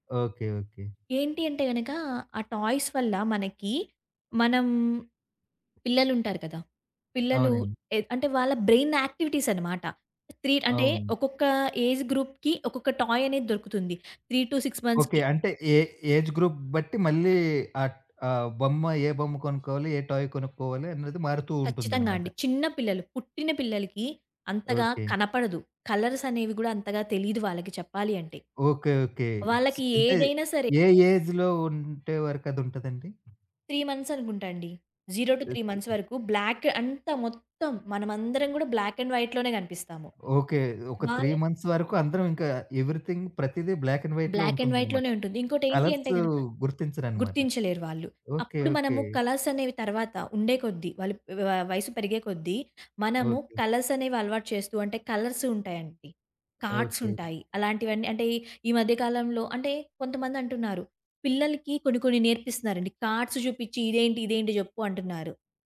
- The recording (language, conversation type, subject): Telugu, podcast, మీ పిల్లల స్క్రీన్ సమయాన్ని మీరు ఎలా నియంత్రిస్తారు?
- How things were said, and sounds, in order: in English: "టాయ్స్"; in English: "బ్రెయిన్ యాక్టివిటీస్"; in English: "ఏజ్ గ్రూప్‌కి"; in English: "టాయ్"; in English: "త్రీ టూ సిక్స్ మంత్స్‌కి"; in English: "ఏ ఏజ్ గ్రూప్"; in English: "టాయ్"; in English: "కలర్స్"; in English: "ఏజ్‌లో"; other background noise; in English: "త్రీ మంత్స్"; in English: "జీరో టు త్రీ మంత్స్"; in English: "బ్లాక్"; in English: "బ్లాక్ అండ్ వైట్‌లోనే"; in English: "త్రీ మంత్స్"; in English: "ఎవ్రీథింగ్"; in English: "బ్లాక్ అండ్ వైట్‌లోనే"; in English: "బ్లాక్ అండ్ వైట్‌లో"; in English: "కలర్స్"; in English: "కలర్స్"; in English: "కలర్స్"; in English: "కలర్స్"; in English: "కార్డ్స్"; in English: "కార్డ్స్"